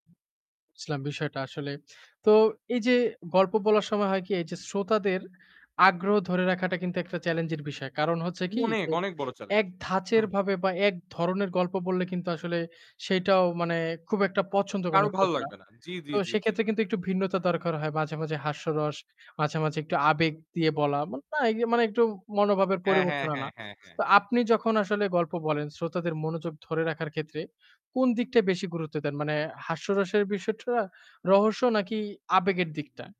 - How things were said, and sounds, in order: other noise; distorted speech; static
- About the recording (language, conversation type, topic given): Bengali, podcast, তুমি কীভাবে গল্প বলে মানুষের আগ্রহ ধরে রাখো?